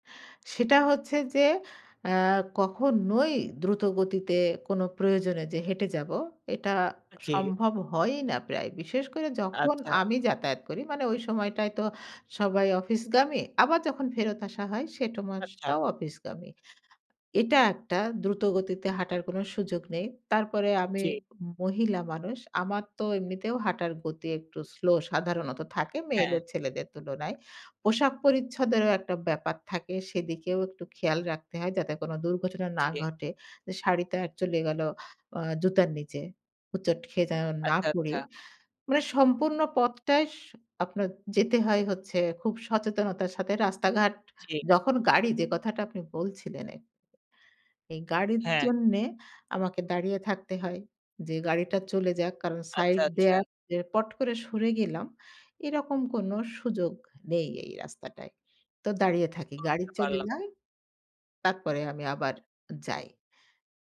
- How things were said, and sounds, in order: other background noise; "সে সময়টাও" said as "সেট মাসটাও"
- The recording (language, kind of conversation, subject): Bengali, podcast, শহরের ছোট গলি ও রাস্তা দিয়ে হাঁটার সময় কি কোনো আলাদা রীতি বা চল আছে?